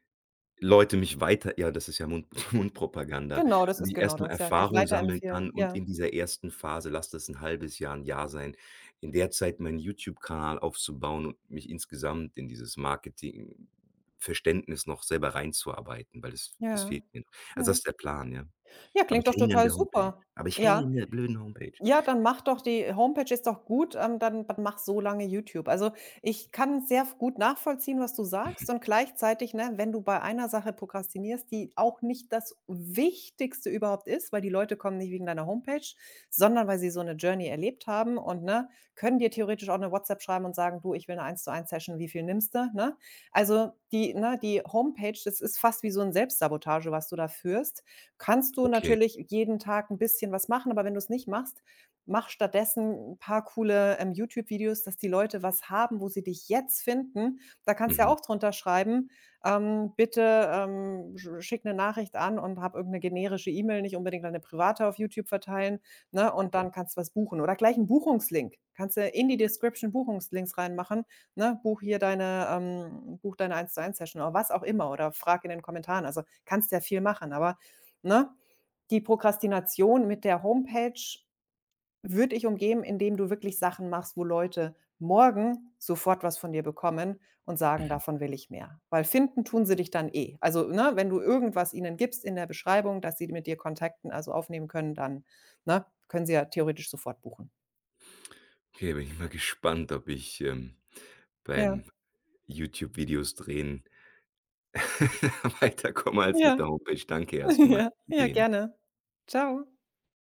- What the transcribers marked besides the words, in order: laughing while speaking: "Mundpropaganda"; other background noise; stressed: "Wichtigste"; in English: "Journey"; in English: "Description"; chuckle; laughing while speaking: "weiterkomme"; laughing while speaking: "Ja"; unintelligible speech
- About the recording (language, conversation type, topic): German, advice, Wie blockiert Prokrastination deinen Fortschritt bei wichtigen Zielen?